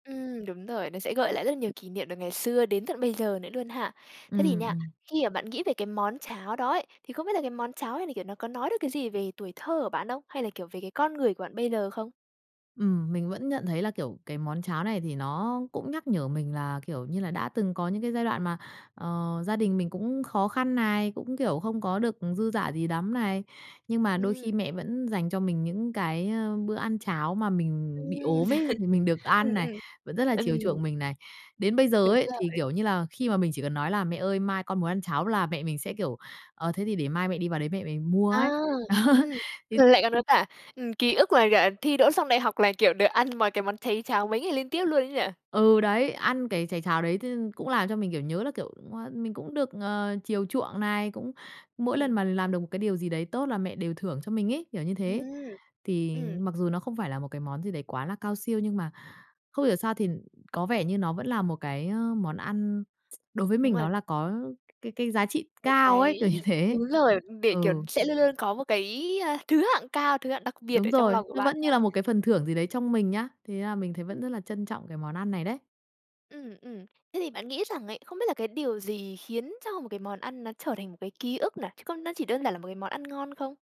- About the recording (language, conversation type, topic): Vietnamese, podcast, Bạn có thể kể về một món ăn gắn liền với ký ức tuổi thơ của bạn không?
- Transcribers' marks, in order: tapping; other background noise; laugh; laughing while speaking: "Đó"; tsk; laughing while speaking: "kiểu như thế"